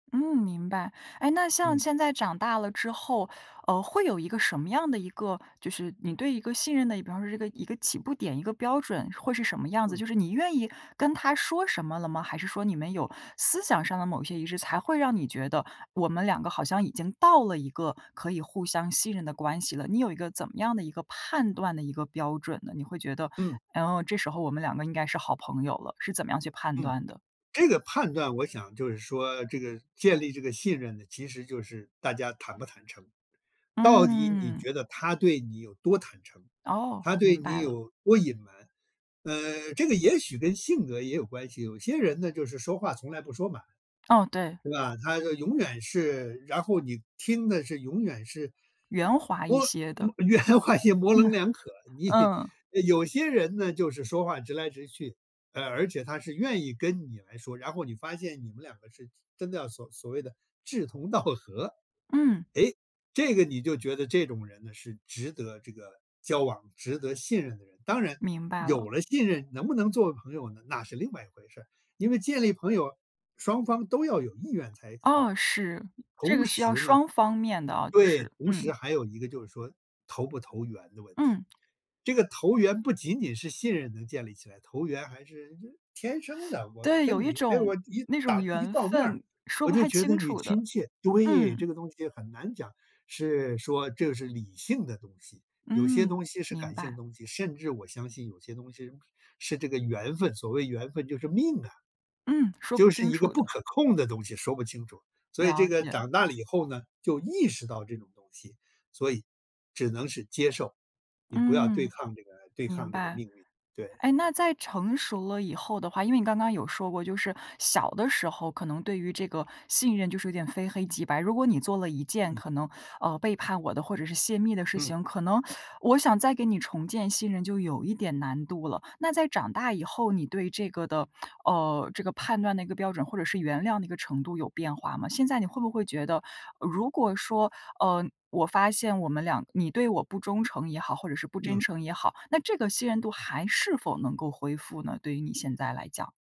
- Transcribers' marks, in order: other background noise; laughing while speaking: "圆滑也模棱两可，你"; chuckle; laughing while speaking: "道"; teeth sucking
- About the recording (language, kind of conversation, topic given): Chinese, podcast, 你觉得信任是怎么一步步建立的？